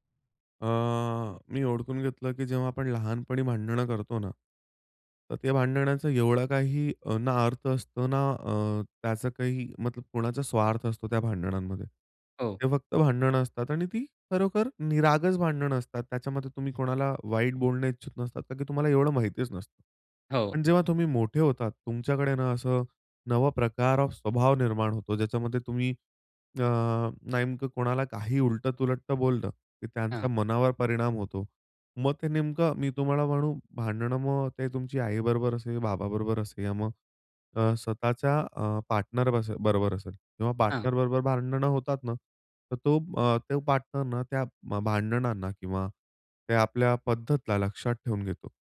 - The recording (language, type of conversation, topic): Marathi, podcast, भांडणानंतर घरातलं नातं पुन्हा कसं मजबूत करतोस?
- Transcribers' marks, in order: "ओडखून" said as "ओळखून"; in Hindi: "मतलब"; in English: "ऑफ"; in English: "पार्टनर"; in English: "पार्टनर"; in English: "पार्टनरना"